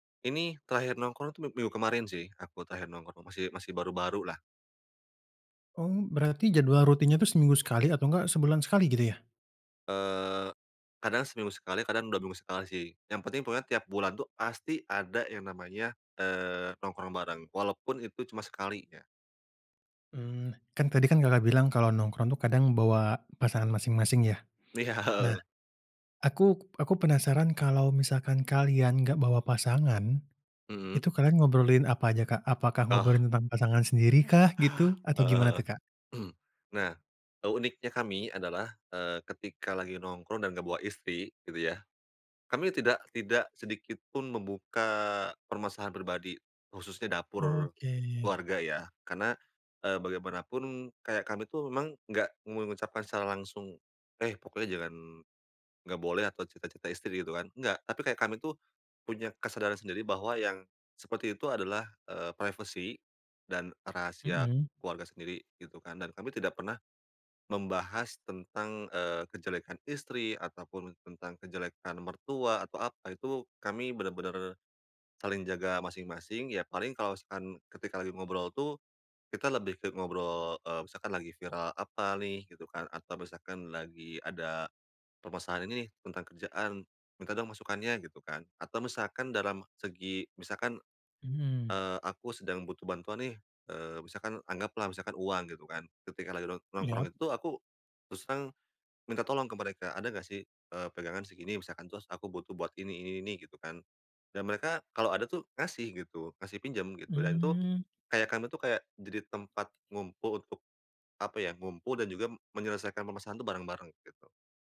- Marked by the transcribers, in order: laughing while speaking: "Li ya, heeh"; chuckle; throat clearing; tapping; other background noise; in English: "privacy"
- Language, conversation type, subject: Indonesian, podcast, Apa peran nongkrong dalam persahabatanmu?